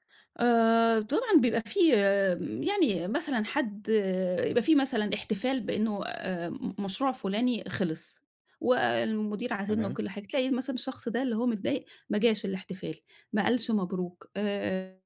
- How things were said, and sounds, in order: tapping
- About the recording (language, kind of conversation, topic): Arabic, podcast, إيه الفرق بينك كإنسان وبين شغلك في نظرك؟